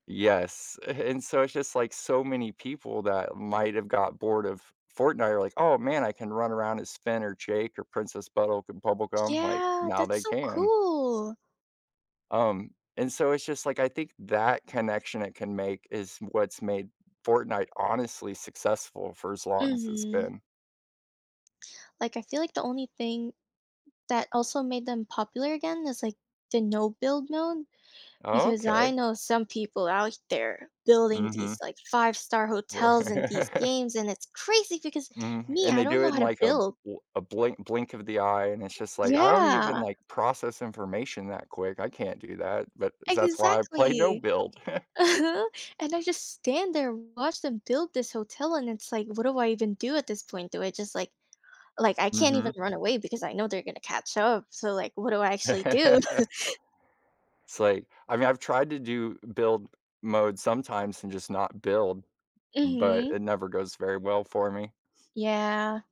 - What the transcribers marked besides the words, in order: laughing while speaking: "and"; "mode" said as "non"; other background noise; laugh; chuckle; tapping; chuckle; laugh; laughing while speaking: "do?"
- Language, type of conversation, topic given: English, unstructured, What makes certain video games remain popular for years while others are quickly forgotten?
- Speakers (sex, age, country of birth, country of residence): female, 20-24, Philippines, United States; male, 35-39, United States, United States